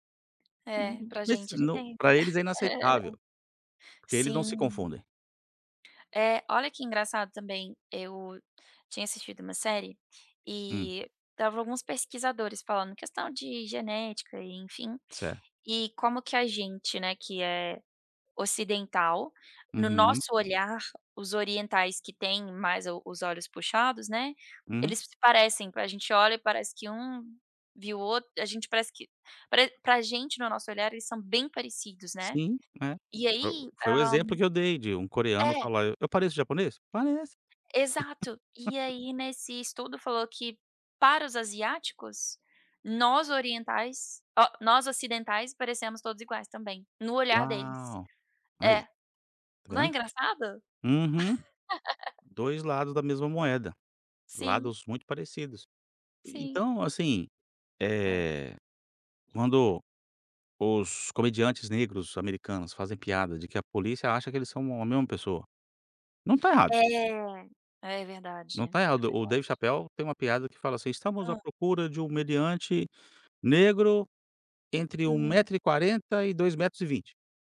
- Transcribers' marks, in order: tapping; chuckle; laugh; laugh
- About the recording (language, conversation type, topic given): Portuguese, podcast, Como você explica seu estilo para quem não conhece sua cultura?